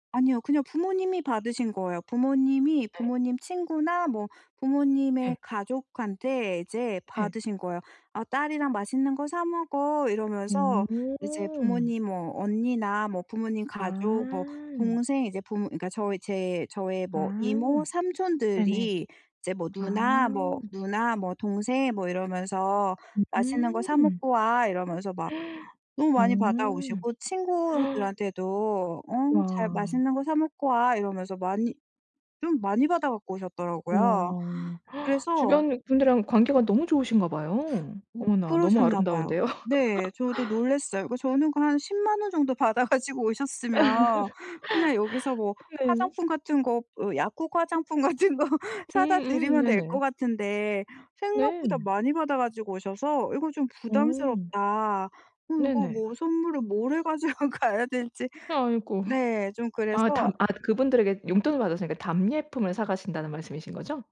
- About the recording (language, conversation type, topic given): Korean, advice, 품질과 가격을 모두 고려해 현명하게 쇼핑하려면 어떻게 해야 하나요?
- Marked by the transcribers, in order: other background noise; gasp; gasp; laugh; laughing while speaking: "받아가지고"; laugh; laughing while speaking: "화장품"; laughing while speaking: "해 가지고"